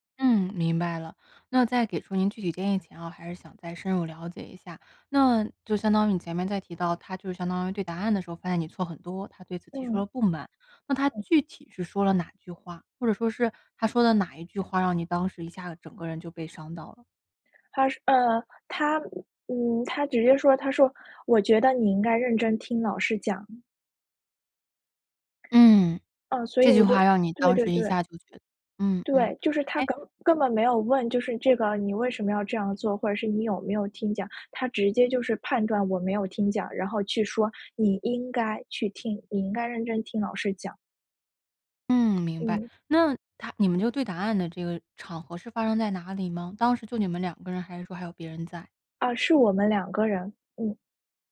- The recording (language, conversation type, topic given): Chinese, advice, 朋友对我某次行为作出严厉评价让我受伤，我该怎么面对和沟通？
- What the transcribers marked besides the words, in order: tapping